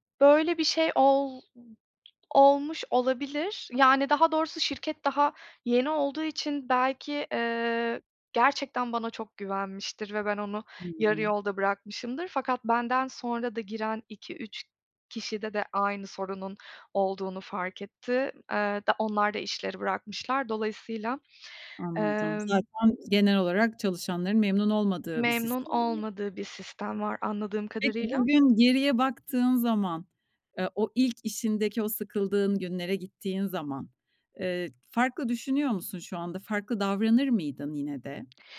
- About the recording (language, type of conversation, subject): Turkish, podcast, Yaptığın bir hata seni hangi yeni fırsata götürdü?
- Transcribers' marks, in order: other background noise; unintelligible speech